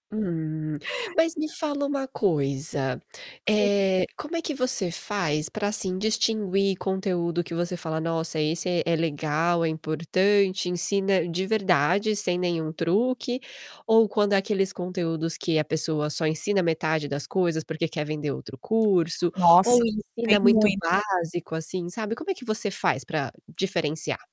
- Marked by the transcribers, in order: static; distorted speech; other background noise
- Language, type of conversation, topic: Portuguese, podcast, Como a tecnologia mudou o seu dia a dia nos últimos anos?